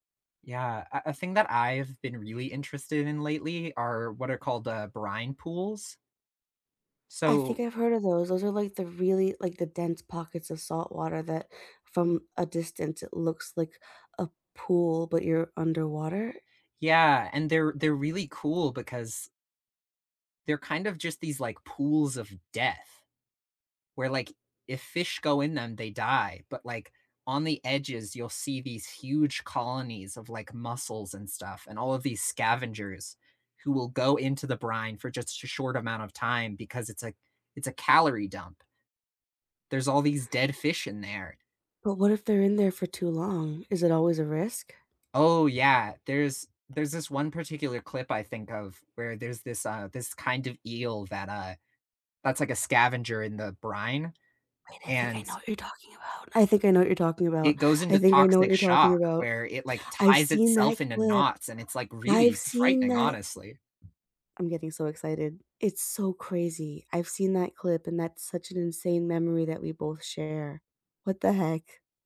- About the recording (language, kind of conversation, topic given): English, unstructured, How do you like to learn new things these days, and what makes it feel meaningful?
- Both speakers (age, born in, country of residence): 20-24, United States, United States; 30-34, United States, United States
- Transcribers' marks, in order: tapping; stressed: "death"; put-on voice: "Wait, I think I know what you're talking about"; other background noise